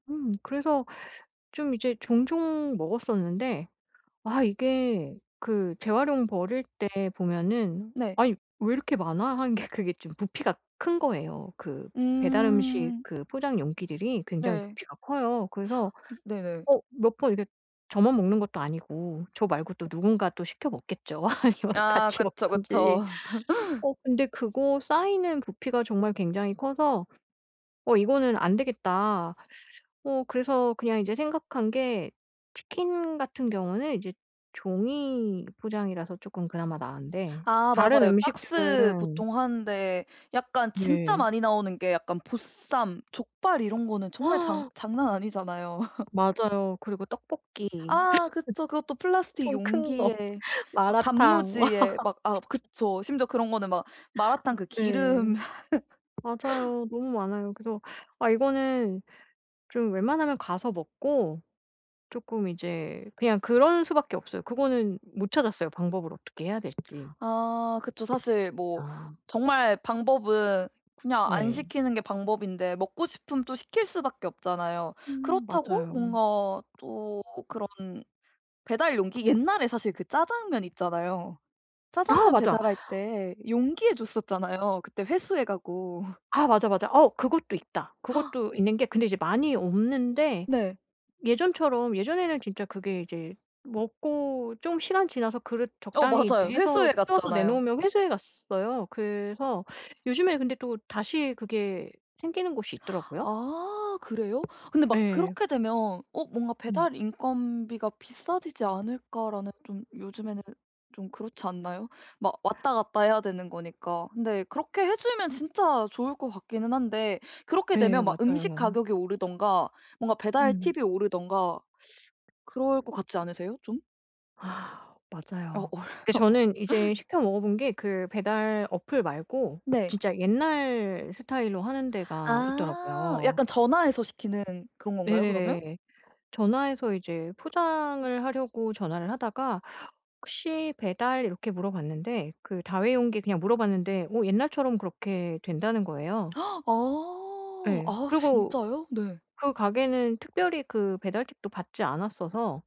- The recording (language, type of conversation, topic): Korean, podcast, 일상에서 플라스틱 사용을 줄이는 현실적인 방법을 알려주실 수 있나요?
- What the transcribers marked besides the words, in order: laughing while speaking: "하는 게"; tapping; laughing while speaking: "먹겠죠. 아니면 같이 먹던지"; laugh; gasp; other background noise; laughing while speaking: "아니잖아요"; laugh; laughing while speaking: "거"; laugh; laugh; laughing while speaking: "가고"; gasp; teeth sucking; laughing while speaking: "오르"; gasp